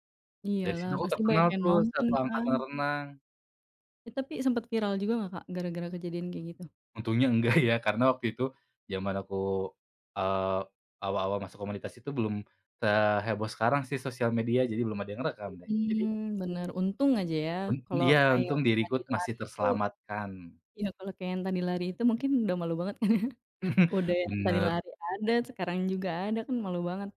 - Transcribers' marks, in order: laughing while speaking: "enggak"; laugh
- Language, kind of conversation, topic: Indonesian, podcast, Apa momen paling lucu atau paling aneh yang pernah kamu alami saat sedang menjalani hobimu?